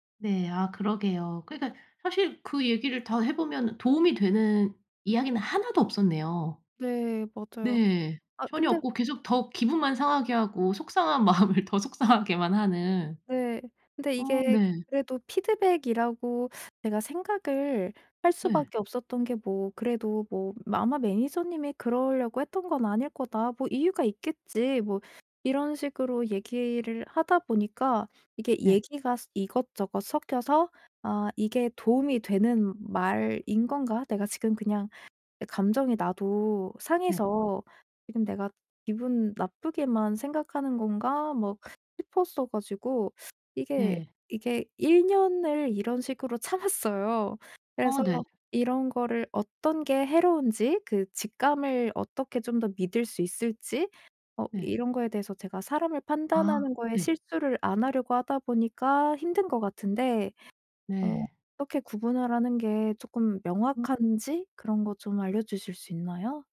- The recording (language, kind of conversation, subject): Korean, advice, 건설적인 피드백과 파괴적인 비판은 어떻게 구별하나요?
- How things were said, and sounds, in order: laughing while speaking: "마음을 더 속상하게만"; in English: "피드백이라고"; other background noise; unintelligible speech